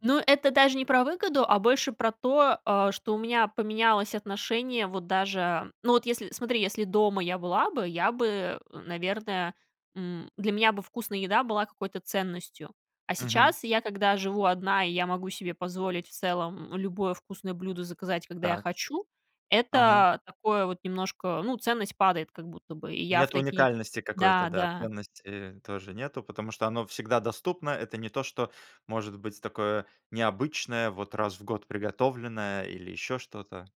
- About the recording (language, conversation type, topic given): Russian, podcast, Что делать, если праздновать нужно, а времени совсем нет?
- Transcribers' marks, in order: none